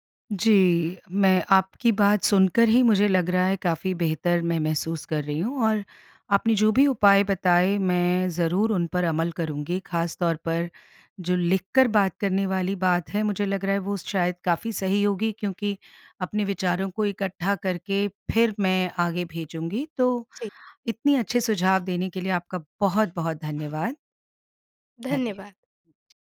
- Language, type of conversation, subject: Hindi, advice, नाज़ुक बात कैसे कहूँ कि सामने वाले का दिल न दुखे?
- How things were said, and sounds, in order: other background noise